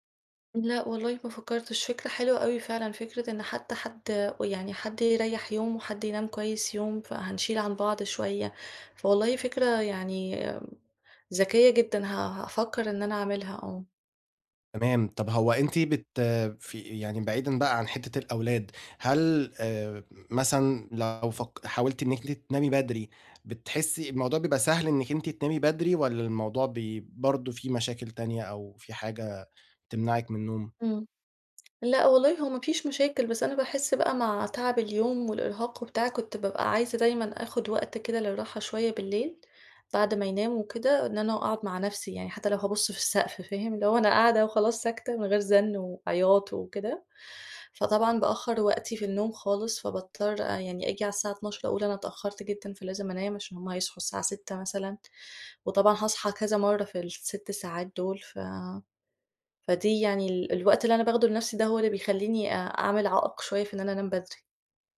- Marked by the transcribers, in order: tapping
- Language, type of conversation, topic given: Arabic, advice, إزاي أحسّن جودة نومي بالليل وأصحى الصبح بنشاط أكبر كل يوم؟